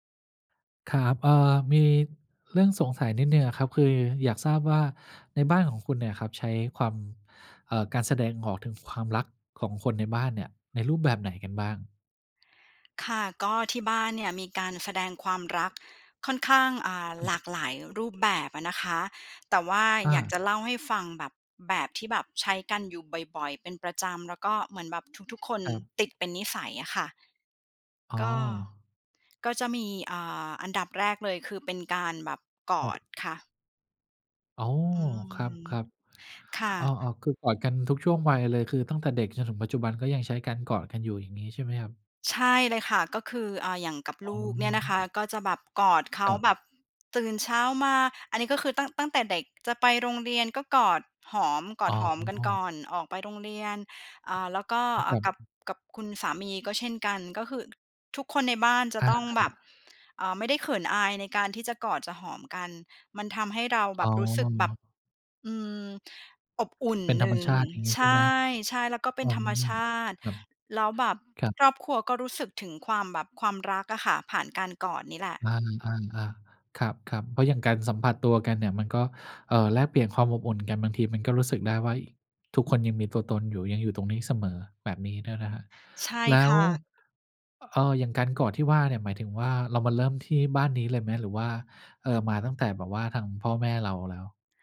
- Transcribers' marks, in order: none
- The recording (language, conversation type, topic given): Thai, podcast, คุณกับคนในบ้านมักแสดงความรักกันแบบไหน?